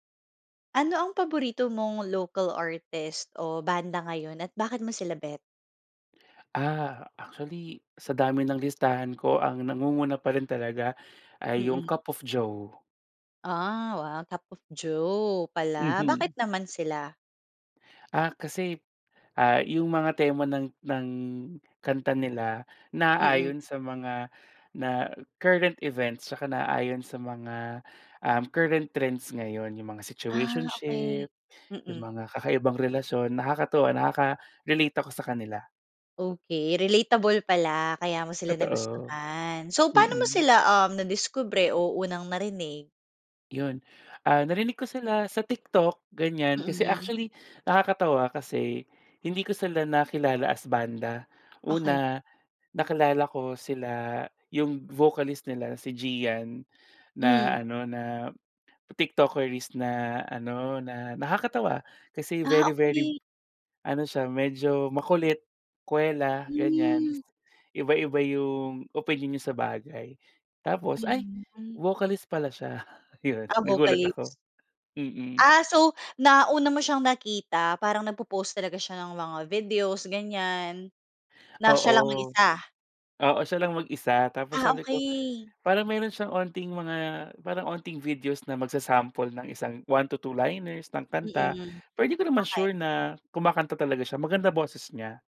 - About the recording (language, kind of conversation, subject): Filipino, podcast, Ano ang paborito mong lokal na mang-aawit o banda sa ngayon, at bakit mo sila gusto?
- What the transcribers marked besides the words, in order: in English: "current events"